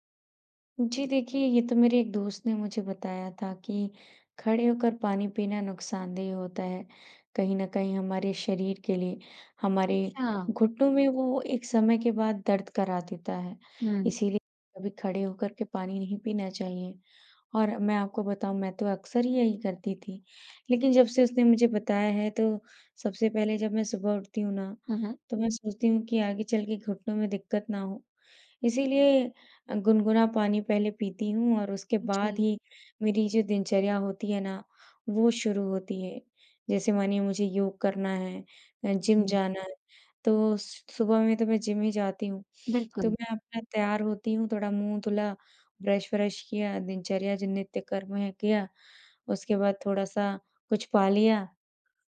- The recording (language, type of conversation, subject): Hindi, podcast, सुबह उठने के बाद आप सबसे पहले क्या करते हैं?
- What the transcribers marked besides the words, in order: in English: "ब्रश"